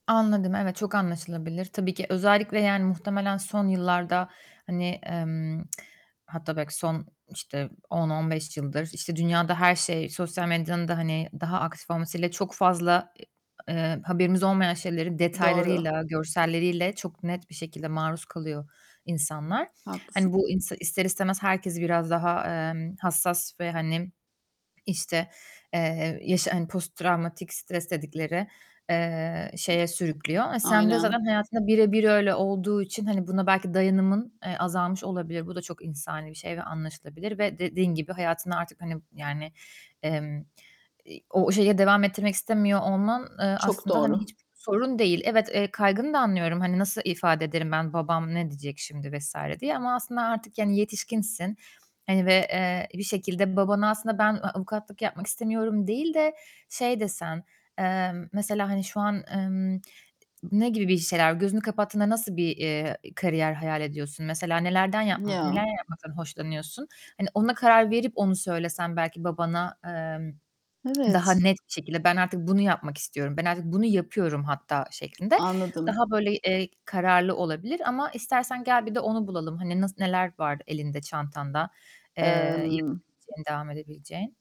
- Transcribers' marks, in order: other background noise; distorted speech; static
- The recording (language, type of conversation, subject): Turkish, advice, Kariyerim kişisel değerlerimle gerçekten uyumlu mu ve bunu nasıl keşfedebilirim?